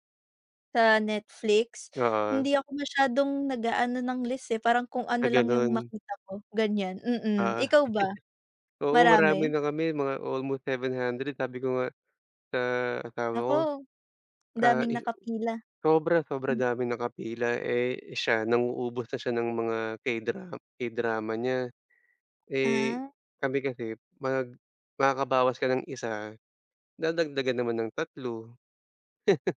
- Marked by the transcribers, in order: chuckle; laugh
- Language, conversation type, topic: Filipino, unstructured, Ano ang paborito mong paraan ng pagpapahinga gamit ang teknolohiya?